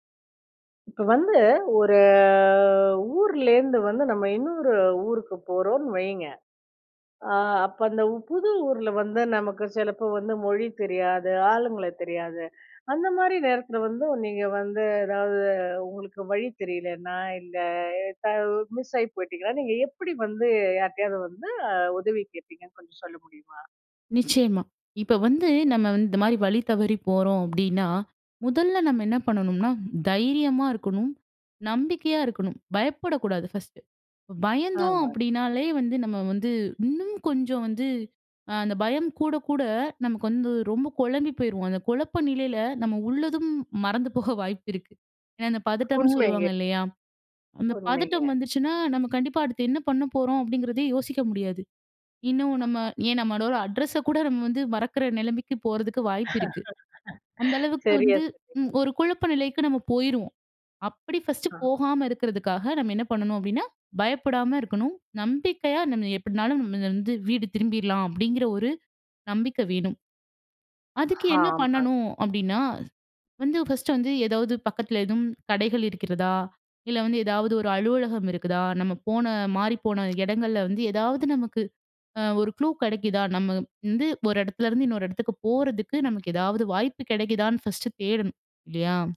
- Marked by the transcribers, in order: drawn out: "ஒரு"; drawn out: "அ"; tapping; "ஏன்னா" said as "ஏனா"; other noise; laugh; laughing while speaking: "சரியா சொன்னீங்க"
- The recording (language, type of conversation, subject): Tamil, podcast, புதிய ஊரில் வழி தவறினால் மக்களிடம் இயல்பாக உதவி கேட்க எப்படி அணுகலாம்?